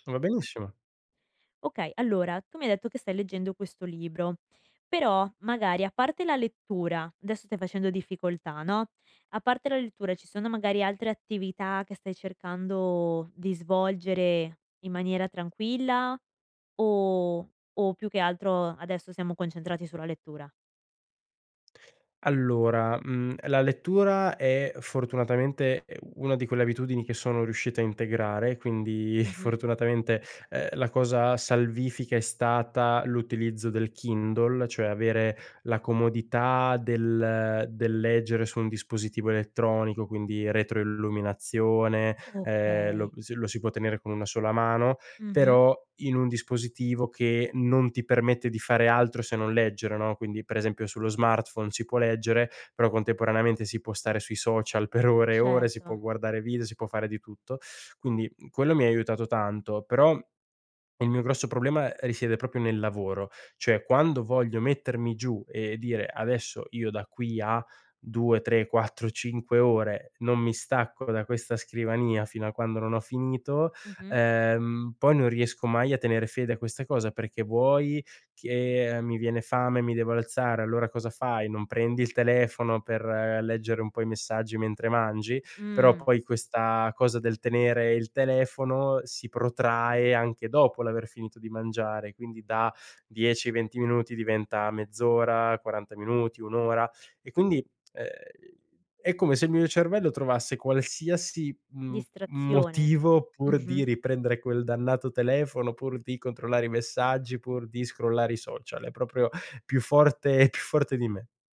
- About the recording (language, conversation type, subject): Italian, advice, In che modo il multitasking continuo ha ridotto la qualità e la produttività del tuo lavoro profondo?
- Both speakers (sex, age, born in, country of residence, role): female, 20-24, Italy, United States, advisor; male, 20-24, Italy, Italy, user
- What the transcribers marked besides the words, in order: chuckle; laughing while speaking: "per ore"; swallow; "Cioè" said as "ceh"; laughing while speaking: "quattro"; tapping